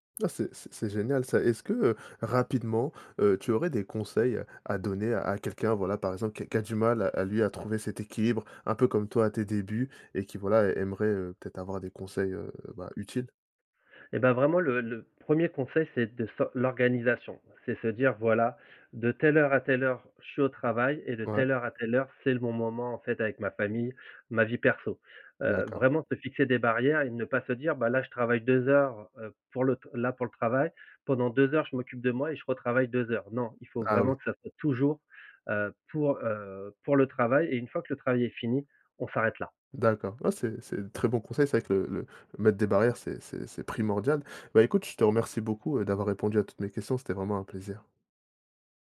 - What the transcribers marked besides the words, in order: other background noise
- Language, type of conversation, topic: French, podcast, Comment équilibrez-vous travail et vie personnelle quand vous télétravaillez à la maison ?